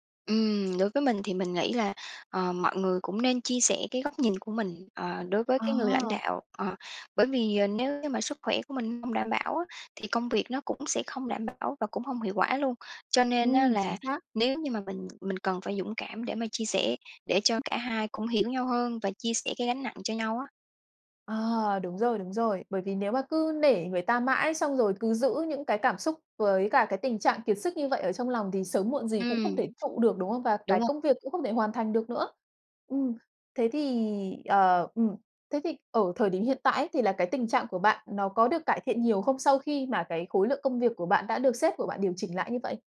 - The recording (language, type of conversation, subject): Vietnamese, podcast, Bạn nhận ra mình sắp kiệt sức vì công việc sớm nhất bằng cách nào?
- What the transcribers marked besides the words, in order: tapping; other background noise